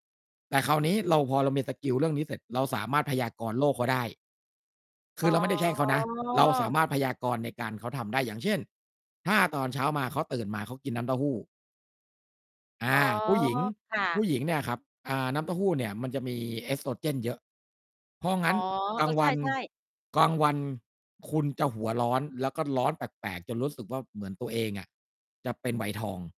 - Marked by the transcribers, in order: drawn out: "อ๋อ"; other background noise
- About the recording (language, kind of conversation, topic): Thai, unstructured, ถ้าคุณต้องการโน้มน้าวให้คนในครอบครัวหันมากินอาหารเพื่อสุขภาพ คุณจะพูดอย่างไร?